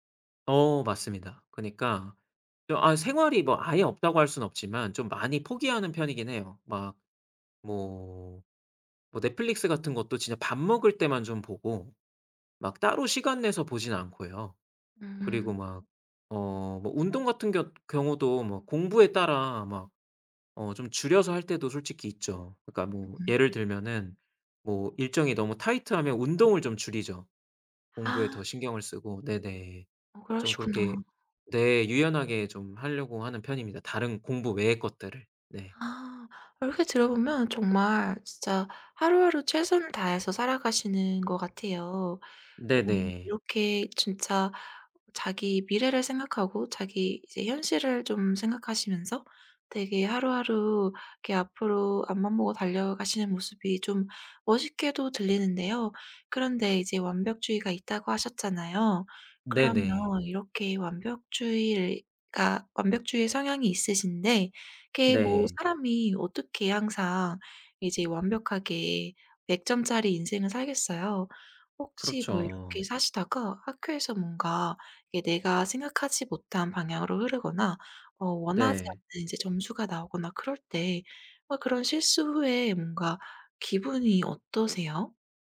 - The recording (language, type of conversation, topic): Korean, advice, 완벽주의 때문에 작은 실수에도 과도하게 자책할 때 어떻게 하면 좋을까요?
- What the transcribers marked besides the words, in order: other background noise; tapping